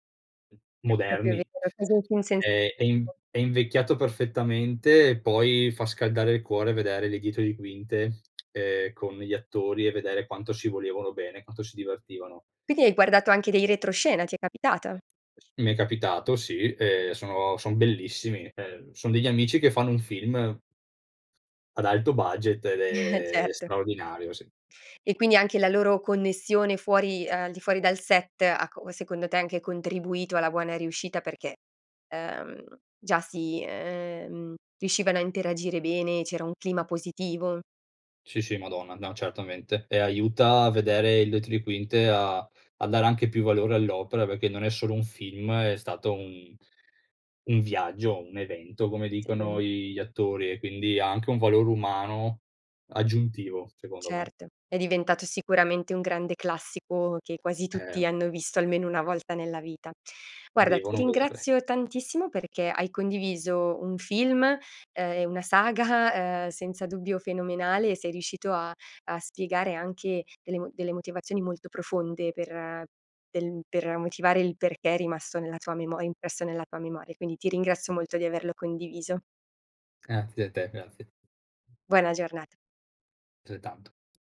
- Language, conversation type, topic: Italian, podcast, Raccontami del film che ti ha cambiato la vita
- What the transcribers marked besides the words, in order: tapping; "proprio" said as "propio"; "cioè" said as "ceh"; unintelligible speech; "Perchè" said as "Pichè"; chuckle; "dietro" said as "detri"; laughing while speaking: "saga"; "Grazie" said as "azie"; "grazie" said as "crazie"; "Altrettanto" said as "trettanto"